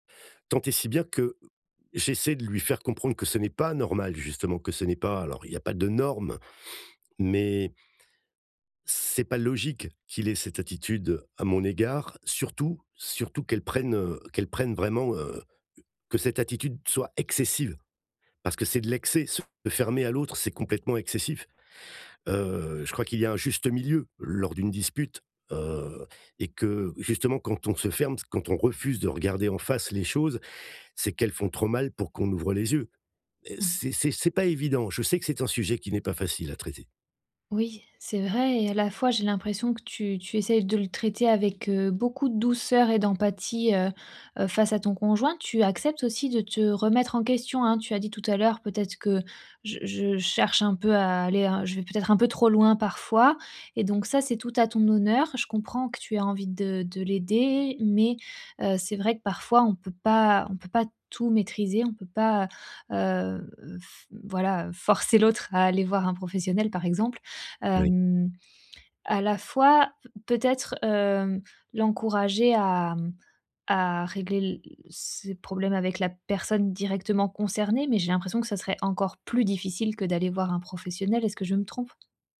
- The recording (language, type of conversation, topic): French, advice, Pourquoi avons-nous toujours les mêmes disputes dans notre couple ?
- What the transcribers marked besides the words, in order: stressed: "tout"; tapping